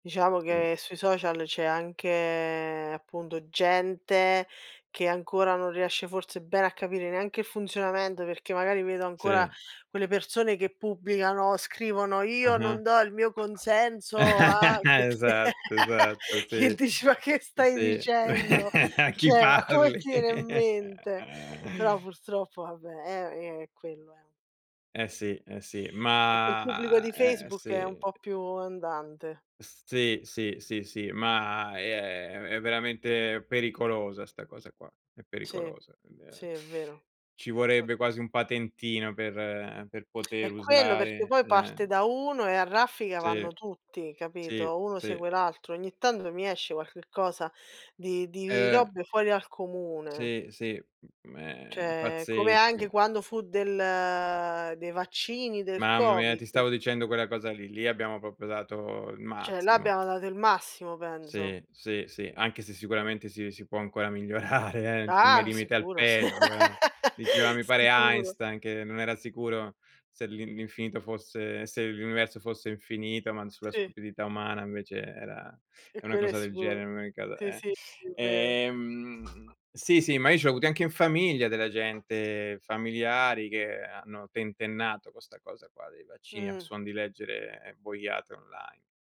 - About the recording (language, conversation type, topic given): Italian, unstructured, Come ti senti riguardo alla censura sui social media?
- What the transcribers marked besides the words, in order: tapping; drawn out: "anche"; laugh; laugh; laughing while speaking: "che dici: Ma che stai dicendo?"; laugh; laughing while speaking: "A chi parli?"; chuckle; drawn out: "ma"; drawn out: "ma"; other background noise; unintelligible speech; tongue click; "Cioè" said as "ceh"; drawn out: "del"; "proprio" said as "propio"; "Cioè" said as "ceh"; "penso" said as "penzo"; laughing while speaking: "migliorare"; laugh